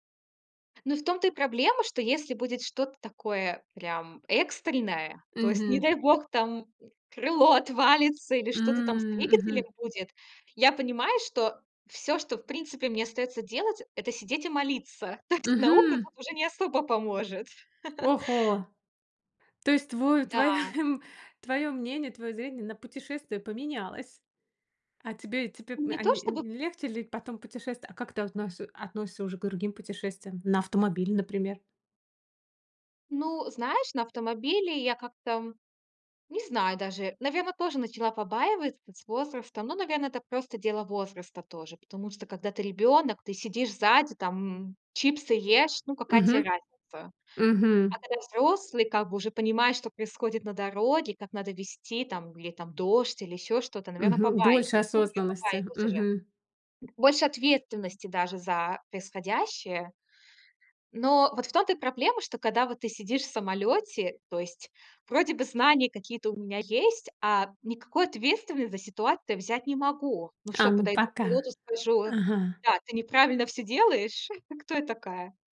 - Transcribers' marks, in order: other background noise; drawn out: "М"; laughing while speaking: "То есть наука тут уже не особо поможет"; tapping; laugh; chuckle
- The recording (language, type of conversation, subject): Russian, podcast, Как ты выбрал свою профессию?